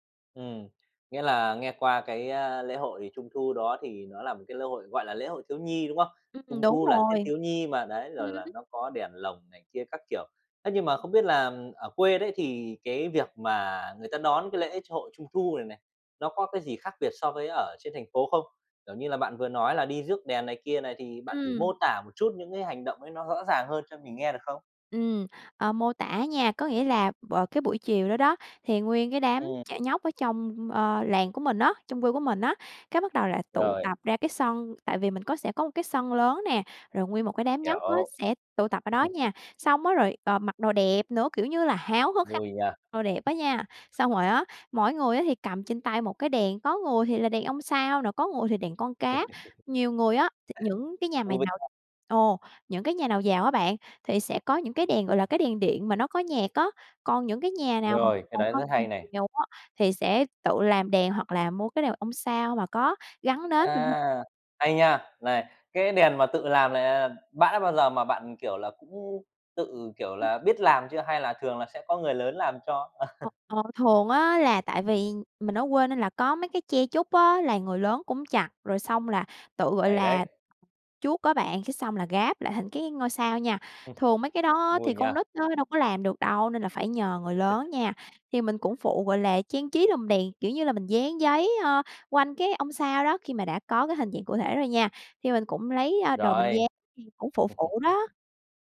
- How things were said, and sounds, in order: scoff; laugh; unintelligible speech; chuckle; scoff; laugh; chuckle
- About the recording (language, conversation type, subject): Vietnamese, podcast, Bạn nhớ nhất lễ hội nào trong tuổi thơ?